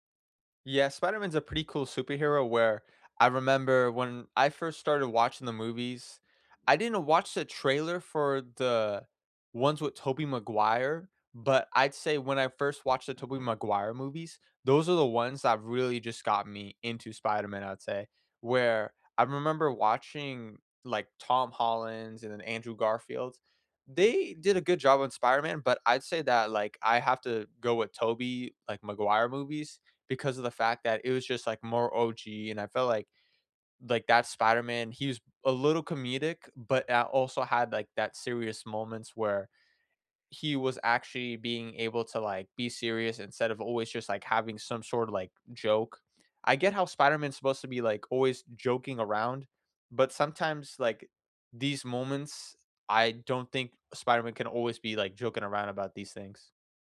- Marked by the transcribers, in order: none
- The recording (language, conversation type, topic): English, unstructured, Which movie trailers hooked you instantly, and did the movies live up to the hype for you?
- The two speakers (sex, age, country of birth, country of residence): male, 20-24, United States, United States; male, 30-34, United States, United States